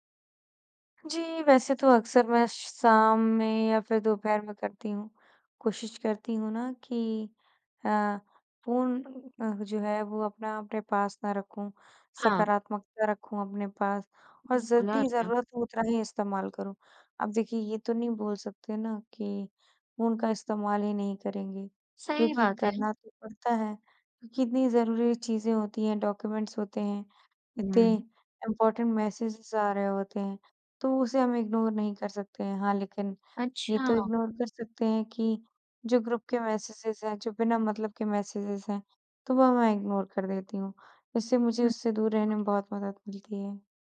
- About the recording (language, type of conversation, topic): Hindi, podcast, सुबह उठने के बाद आप सबसे पहले क्या करते हैं?
- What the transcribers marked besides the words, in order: in English: "डॉक्यूमेंट्स"; in English: "इम्पॉर्टेंट मैसेजेज़"; in English: "इग्नोर"; in English: "इग्नोर"; in English: "ग्रुप"; in English: "मैसेजेज़"; in English: "मैसेजेज़"; in English: "इग्नोर"; unintelligible speech